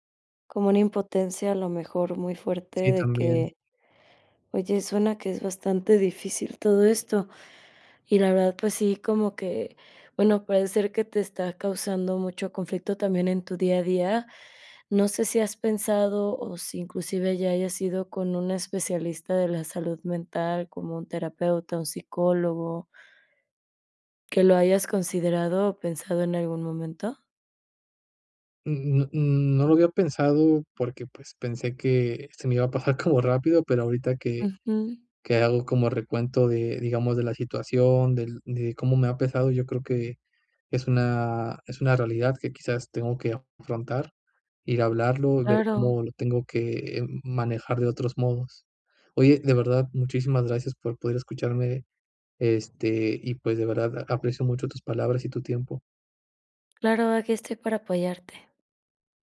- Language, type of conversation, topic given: Spanish, advice, ¿Cómo me afecta pensar en mi ex todo el día y qué puedo hacer para dejar de hacerlo?
- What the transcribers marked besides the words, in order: laughing while speaking: "como rápido"; other background noise